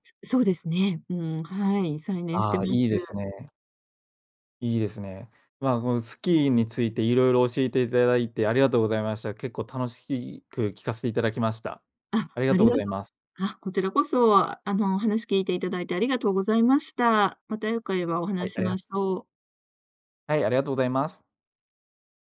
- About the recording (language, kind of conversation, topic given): Japanese, podcast, その趣味を始めたきっかけは何ですか？
- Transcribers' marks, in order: other background noise; "良ければ" said as "よかえば"